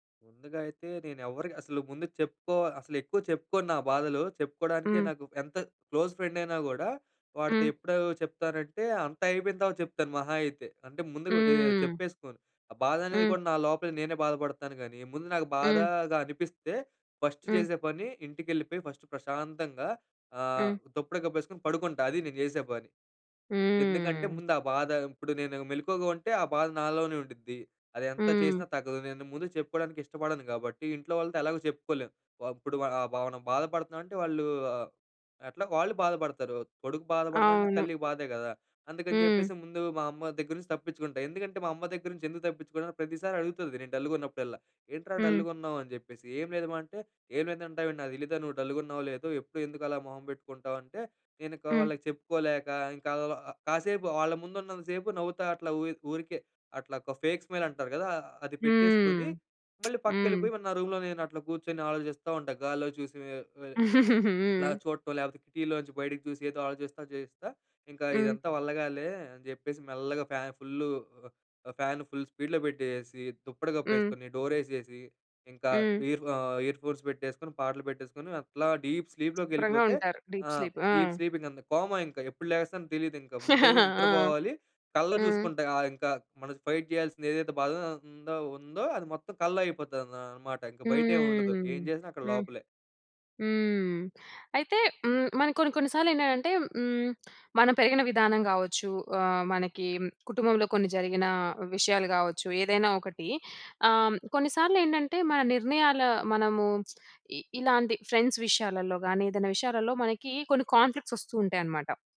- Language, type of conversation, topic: Telugu, podcast, మీరు నిజమైన సంతోషాన్ని ఎలా గుర్తిస్తారు?
- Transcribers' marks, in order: in English: "క్లోజ్ ఫ్రెండ్"; in English: "ఫస్ట్"; in English: "ఫస్ట్"; tapping; in English: "ఫేక్ స్మైల్"; lip smack; other background noise; in English: "రూమ్‌లో"; giggle; in English: "ఫ్యాన్ ఫుల్ స్పీడ్‌లో"; in English: "ఇయిర్ ఫోన్స్"; in English: "డీప్"; in English: "డీప్ స్లీప్"; in English: "డీప్ స్లీప్"; in English: "కోమా"; laugh; in English: "ఫైట్"; lip smack; in English: "ఫ్రెండ్స్"; in English: "కాన్ఫ్లిక్ట్స్"